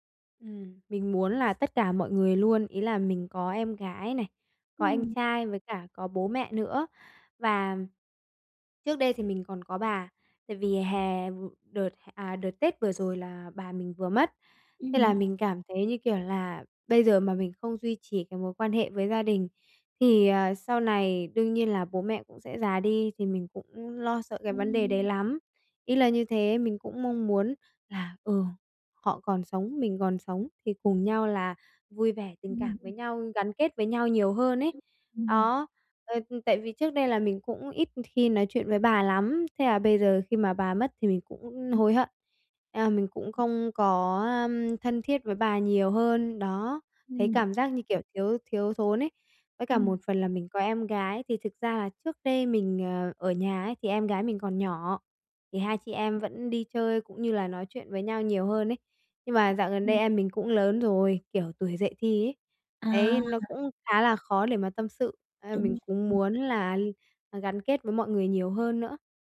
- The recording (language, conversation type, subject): Vietnamese, advice, Làm thế nào để duy trì sự gắn kết với gia đình khi sống xa nhà?
- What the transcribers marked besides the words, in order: other background noise; tapping; unintelligible speech